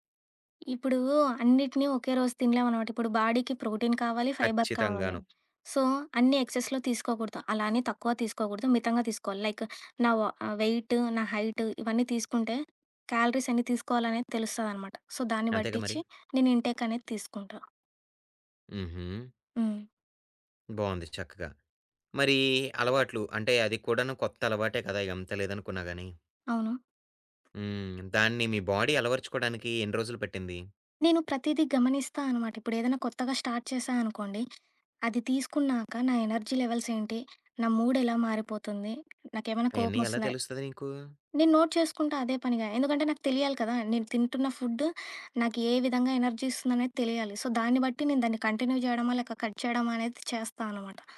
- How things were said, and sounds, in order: in English: "బాడీకి ప్రోటీన్"; in English: "ఫైబర్"; other background noise; in English: "సో"; in English: "ఎక్సెస్‌లో"; in English: "లైక్"; in English: "క్యాలరీస్"; in English: "సో"; in English: "ఇన్‌టేక్"; in English: "బాడీ"; in English: "స్టార్ట్"; in English: "ఎనర్జీ లెవెల్స్"; in English: "మూడ్"; in English: "నోట్"; in English: "సో"; in English: "కంటిన్యూ"; in English: "కట్"
- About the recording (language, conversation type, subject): Telugu, podcast, ఉదయం లేవగానే మీరు చేసే పనులు ఏమిటి, మీ చిన్న అలవాట్లు ఏవి?